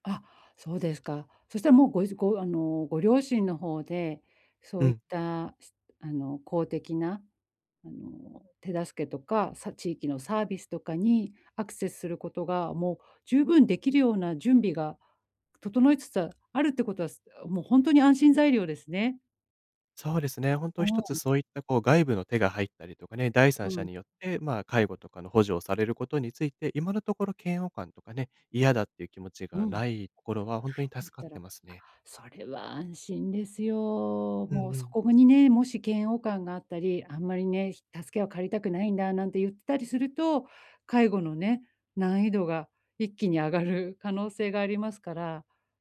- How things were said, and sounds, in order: none
- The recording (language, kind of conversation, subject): Japanese, advice, 親が高齢になったとき、私の役割はどのように変わりますか？